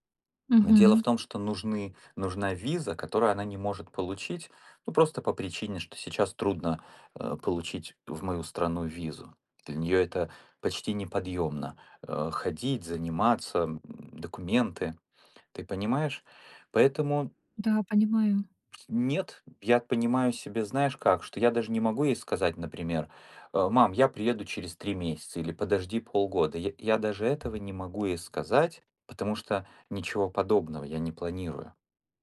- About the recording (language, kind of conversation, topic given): Russian, advice, Как справляться с уходом за пожилым родственником, если неизвестно, как долго это продлится?
- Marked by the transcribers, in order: tapping; other background noise